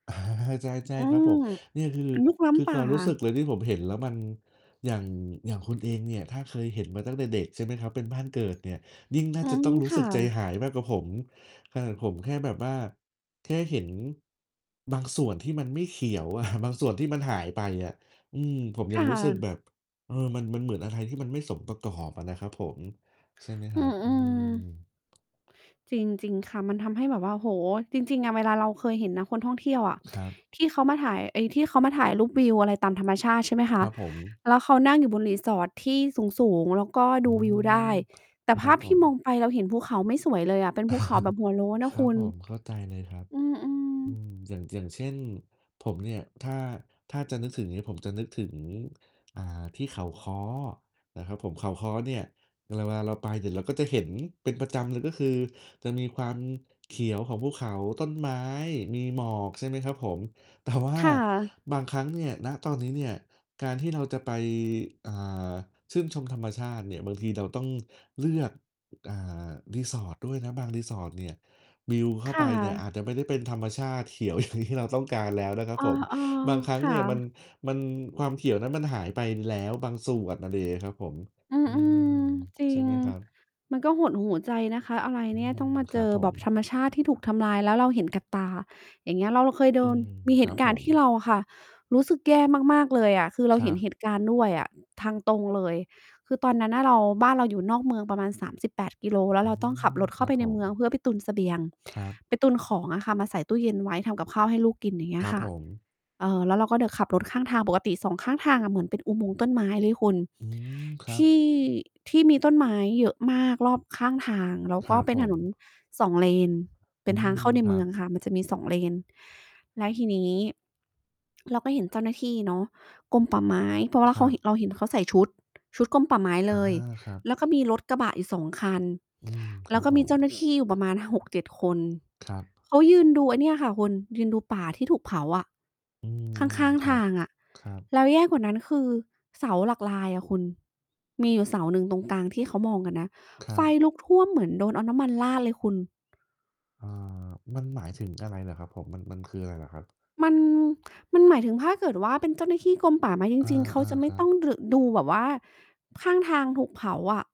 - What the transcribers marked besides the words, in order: distorted speech; chuckle; chuckle; tapping; laughing while speaking: "อย่าง"; other background noise
- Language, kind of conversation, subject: Thai, unstructured, คุณเคยรู้สึกเศร้าเมื่อเห็นธรรมชาติถูกทำลายไหม?